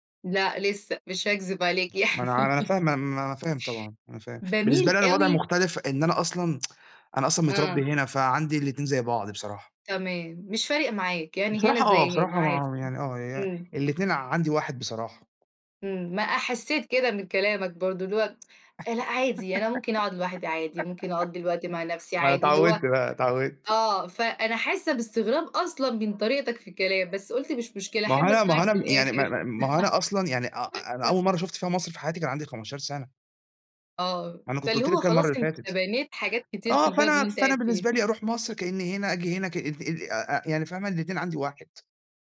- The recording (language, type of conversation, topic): Arabic, unstructured, إزاي تخلق ذكريات حلوة مع عيلتك؟
- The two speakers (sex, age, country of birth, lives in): female, 30-34, Egypt, Portugal; male, 40-44, Italy, Italy
- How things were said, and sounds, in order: tapping; laughing while speaking: "يعني"; tsk; other background noise; giggle; tsk; dog barking; laugh